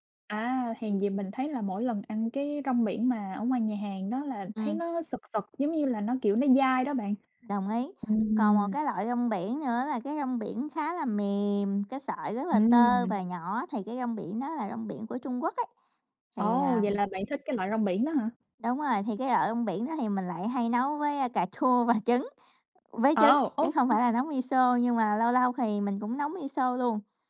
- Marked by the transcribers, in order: tapping; laughing while speaking: "cà chua và trứng"; other background noise; in English: "miso"; in English: "miso"
- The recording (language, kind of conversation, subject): Vietnamese, unstructured, Bạn có bí quyết nào để nấu canh ngon không?